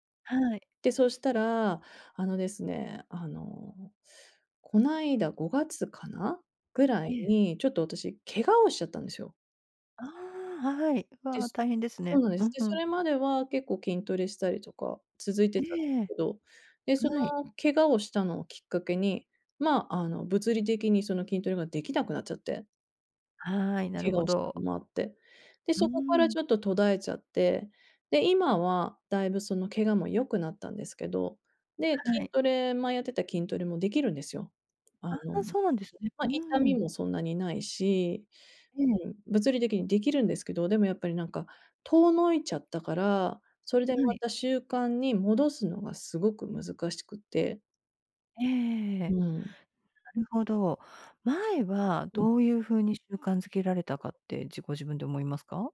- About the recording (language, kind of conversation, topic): Japanese, advice, 小さな習慣を積み重ねて、理想の自分になるにはどう始めればよいですか？
- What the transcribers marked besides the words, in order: unintelligible speech; other background noise